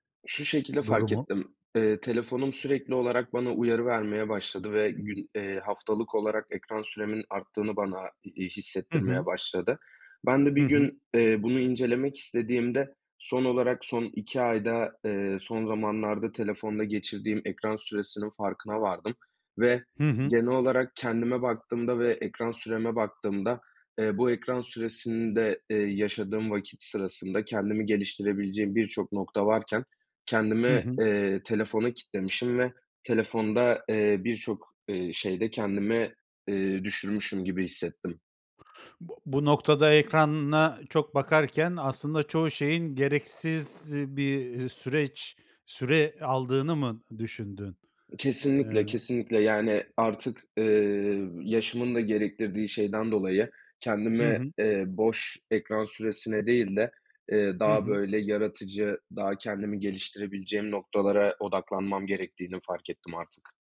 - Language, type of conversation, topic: Turkish, podcast, Ekran süresini azaltmak için ne yapıyorsun?
- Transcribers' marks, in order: other background noise